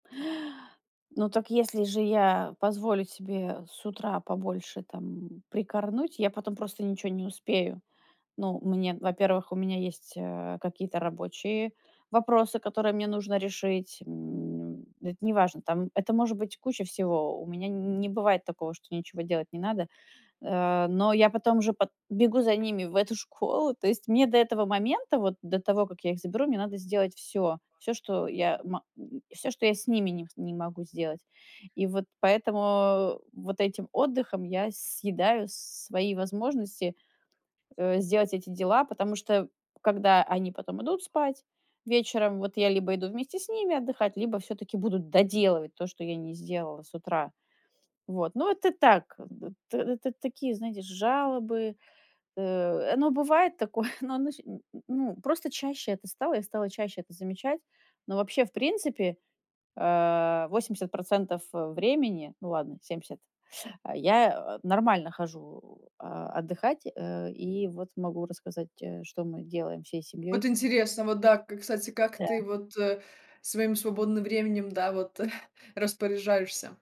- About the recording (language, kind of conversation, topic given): Russian, podcast, Какой у тебя подход к хорошему ночному сну?
- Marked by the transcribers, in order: tapping; "это" said as "эт"; other background noise; dog barking; background speech; stressed: "доделывать"; chuckle; teeth sucking; chuckle